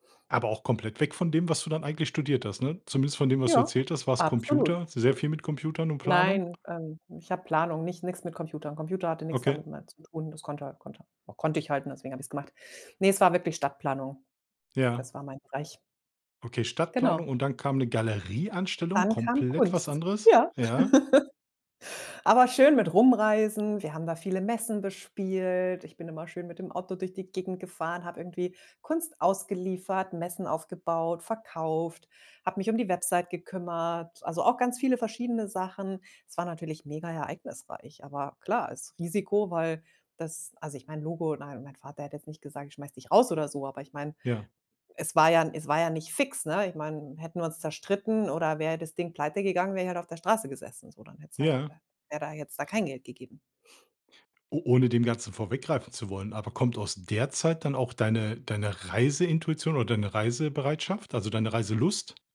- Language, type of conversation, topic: German, podcast, Wann bist du ein Risiko eingegangen, und wann hat es sich gelohnt?
- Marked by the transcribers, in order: joyful: "Ja"; chuckle